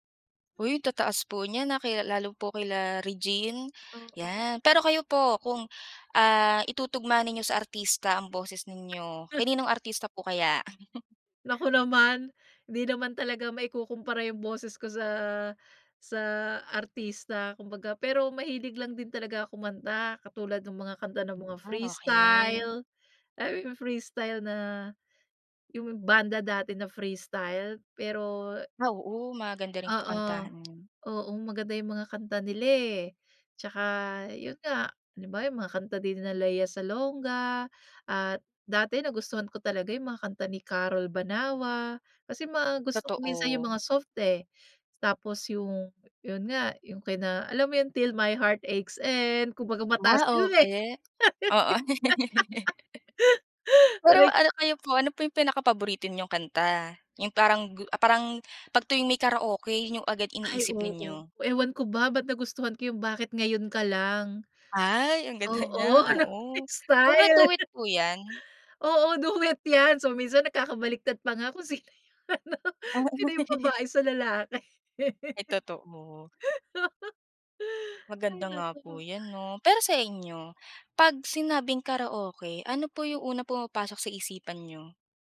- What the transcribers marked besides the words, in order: other background noise; chuckle; chuckle; tapping; laugh; laugh; laughing while speaking: "anong style?"; laugh; laughing while speaking: "duet"; laugh; laughing while speaking: "sino yung ano"; laugh
- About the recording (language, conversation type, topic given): Filipino, podcast, Ano ang naging papel ng karaoke sa mga pagtitipon ng pamilya noon?